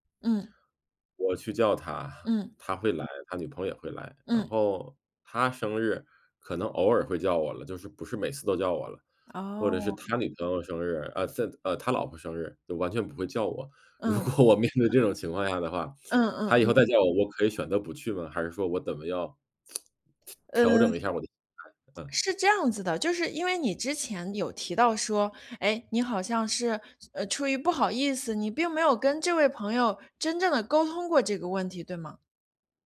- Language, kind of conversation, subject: Chinese, advice, 在和朋友的关系里总是我单方面付出，我该怎么办？
- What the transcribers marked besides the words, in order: other background noise; laughing while speaking: "如果我面对"